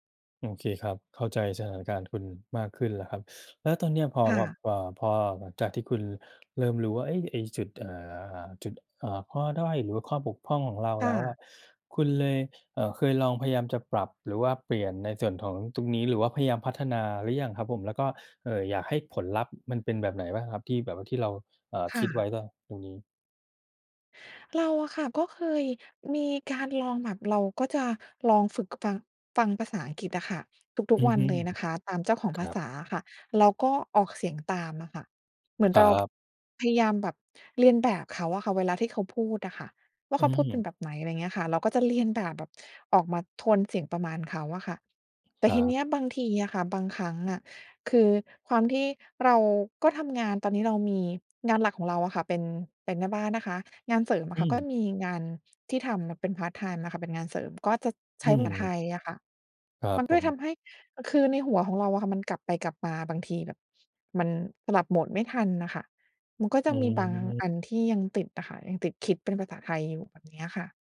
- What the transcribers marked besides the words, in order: tapping
- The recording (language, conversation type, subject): Thai, advice, ฉันจะยอมรับข้อบกพร่องและใช้จุดแข็งของตัวเองได้อย่างไร?